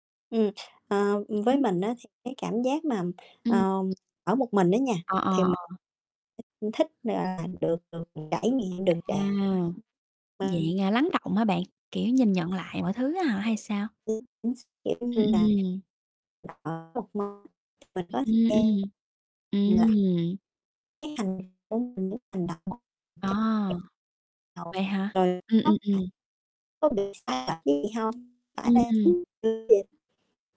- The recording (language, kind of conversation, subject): Vietnamese, unstructured, Điều gì khiến bạn cảm thấy mình thật sự là chính mình?
- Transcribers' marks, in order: other background noise; distorted speech; tapping; unintelligible speech